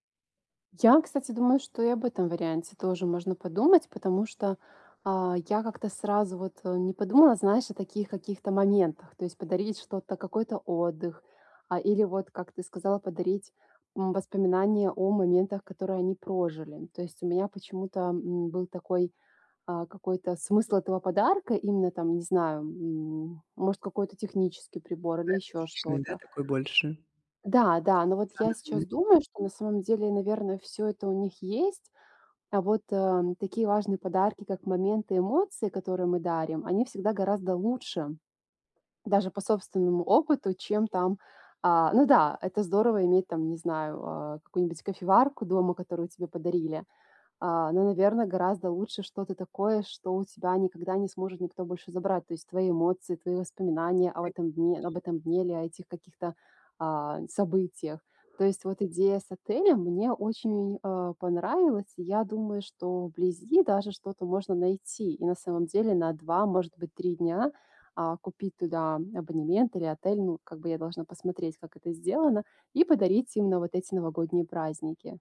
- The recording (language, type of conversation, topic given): Russian, advice, Как выбрать подарок близкому человеку и не бояться, что он не понравится?
- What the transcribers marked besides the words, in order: other noise